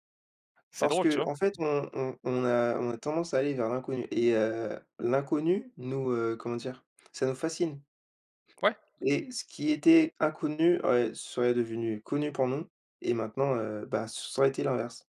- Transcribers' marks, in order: other background noise
- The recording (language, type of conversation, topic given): French, unstructured, Comment une journée où chacun devrait vivre comme s’il était un personnage de roman ou de film influencerait-elle la créativité de chacun ?